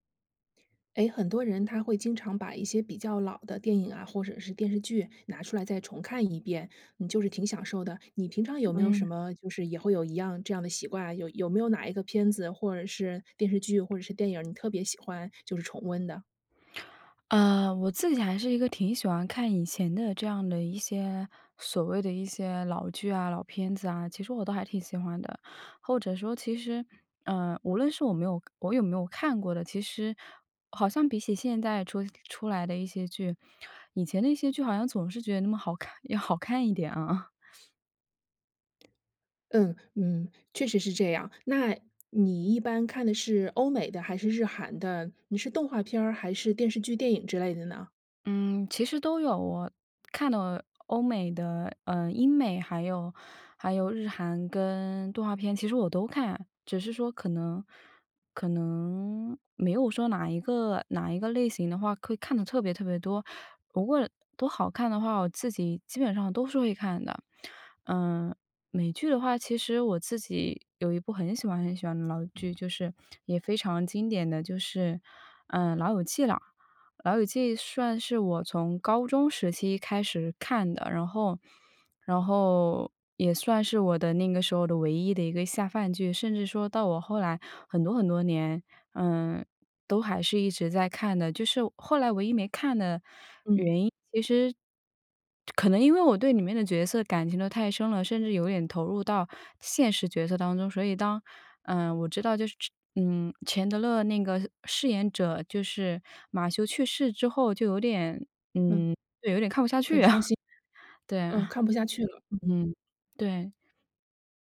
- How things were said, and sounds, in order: tapping; laughing while speaking: "要好看一点啊"; laughing while speaking: "啊"
- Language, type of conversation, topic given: Chinese, podcast, 为什么有些人会一遍又一遍地重温老电影和老电视剧？